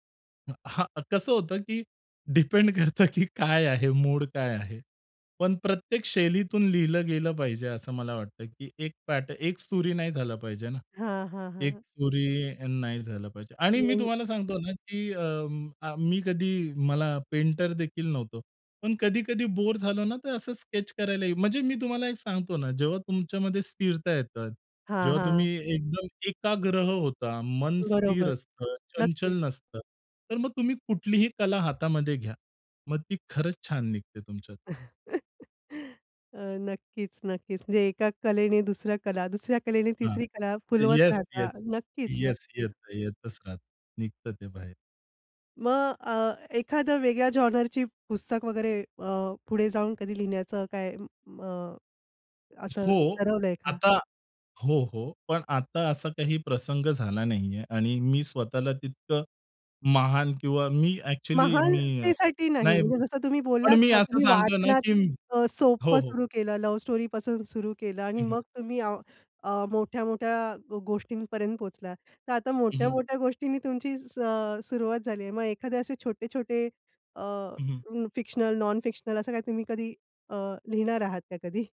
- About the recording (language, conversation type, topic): Marathi, podcast, तुझा आवडता छंद कसा सुरू झाला, सांगशील का?
- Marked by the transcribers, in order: laughing while speaking: "डिपेंड करतं, की काय"; in English: "डिपेंड"; in English: "पेंटर"; in English: "स्केच"; laugh; joyful: "एका कलेने दुसऱ्या कला, दुसऱ्या कलेने तिसरी कला फुलवत राहता. नक्कीच, नक्कीच"; in English: "जॉनरची"; in English: "एक्चुअली"; in English: "लव्ह स्टोरी"; in English: "फिक्शनल, नॉन फिक्शनल"; laughing while speaking: "कधी?"